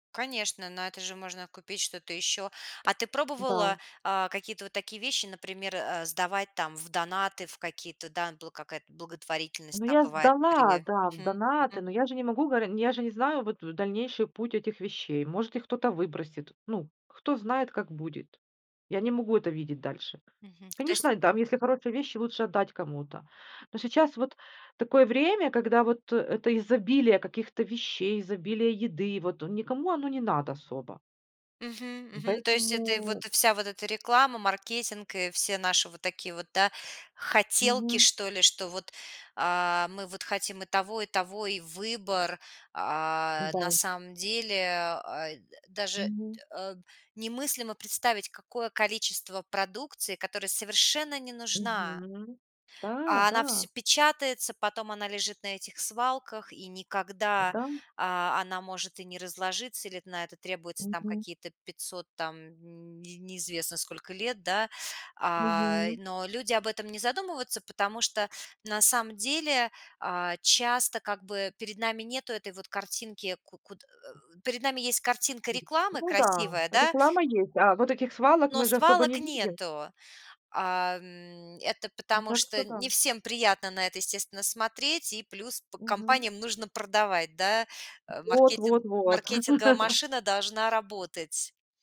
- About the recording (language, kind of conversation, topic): Russian, podcast, Какие простые привычки помогают экономить и деньги, и ресурсы природы?
- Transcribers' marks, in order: tapping; drawn out: "Мгм"; chuckle